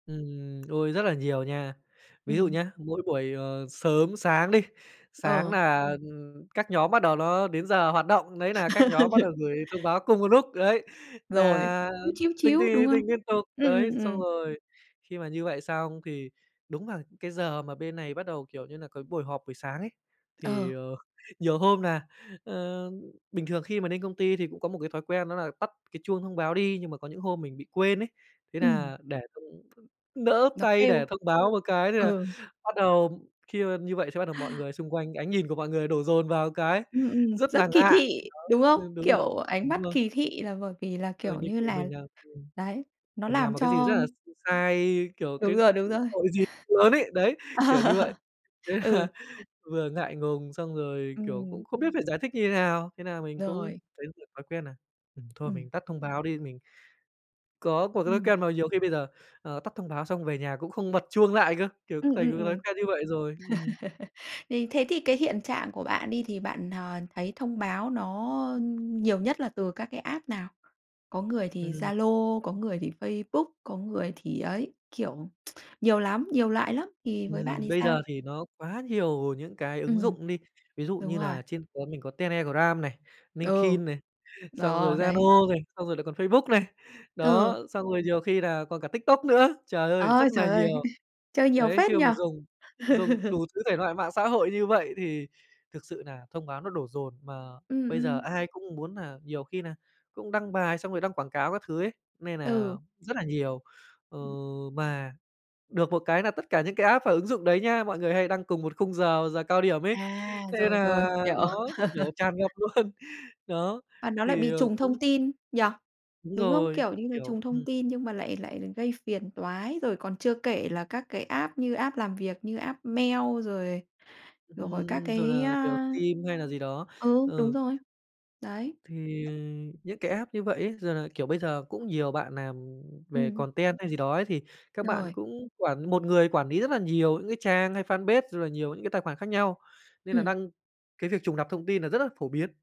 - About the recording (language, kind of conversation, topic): Vietnamese, podcast, Làm sao bạn giảm bớt thông báo trên điện thoại?
- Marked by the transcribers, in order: laugh; tapping; other background noise; "ngại" said as "ngạ"; unintelligible speech; laughing while speaking: "là"; laughing while speaking: "Ờ"; unintelligible speech; laugh; in English: "app"; lip smack; unintelligible speech; "Zalo" said as "da nô"; chuckle; laugh; in English: "app"; laugh; laughing while speaking: "luôn"; in English: "app"; in English: "app"; in English: "app"; in English: "app"; in English: "content"; "lý" said as "ný"; in English: "fanpage"; "lặp" said as "nặp"